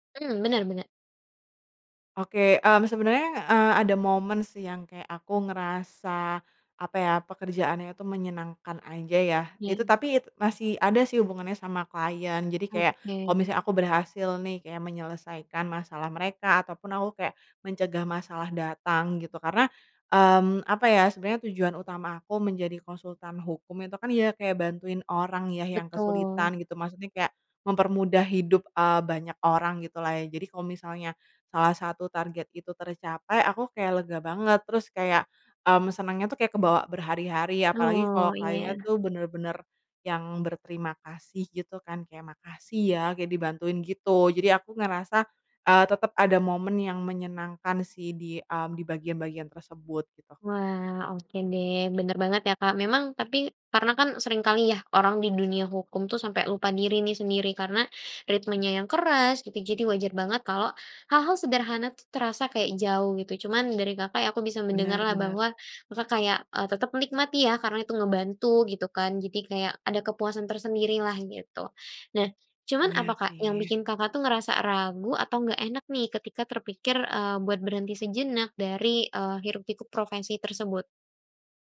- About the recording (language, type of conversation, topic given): Indonesian, advice, Mengapa Anda mempertimbangkan beralih karier di usia dewasa?
- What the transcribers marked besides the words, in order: tapping